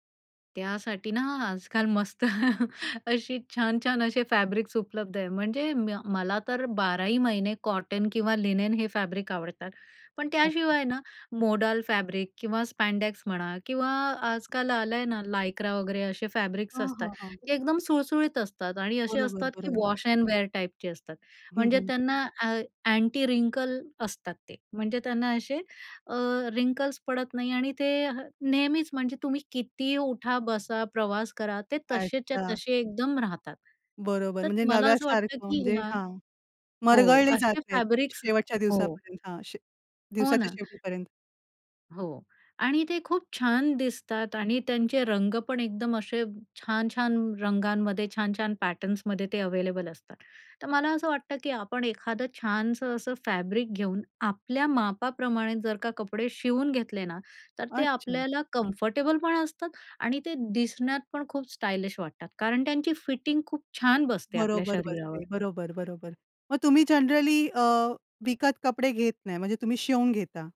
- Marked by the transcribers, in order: laughing while speaking: "मस्त"; in English: "फॅब्रिक्स"; in English: "फॅब्रिक"; other noise; in English: "फॅब्रिक"; in English: "फॅब्रिक्स"; in English: "वॉश एंड वेअर टाईपचे"; other background noise; in English: "फॅब्रिक्स"; in English: "पॅटर्न्समध्ये"; in English: "फॅब्रिक"; in English: "कम्फर्टेबल"; in English: "जनरली"
- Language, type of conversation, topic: Marathi, podcast, आरामदायीपणा आणि देखणेपणा यांचा तुम्ही रोजच्या पेहरावात कसा समतोल साधता?